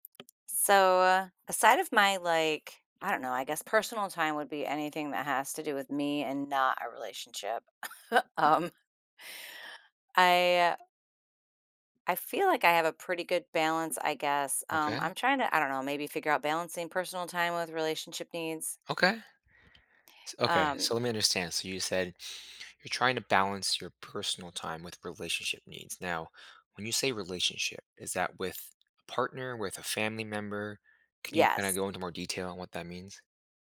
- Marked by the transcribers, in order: tapping; chuckle; laughing while speaking: "Um"; other background noise
- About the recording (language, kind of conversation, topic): English, advice, How can I balance hobbies and relationship time?